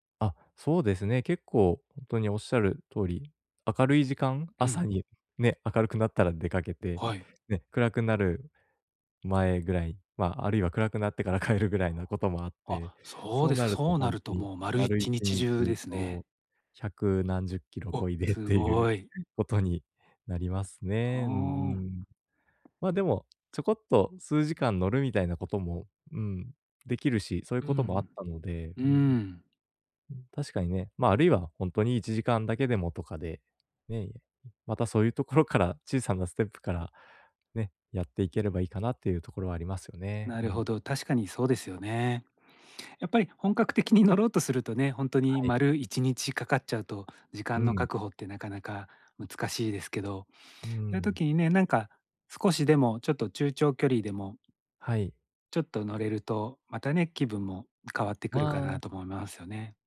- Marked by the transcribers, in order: none
- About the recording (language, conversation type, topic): Japanese, advice, モチベーションが低下したとき、どうすれば回復できますか？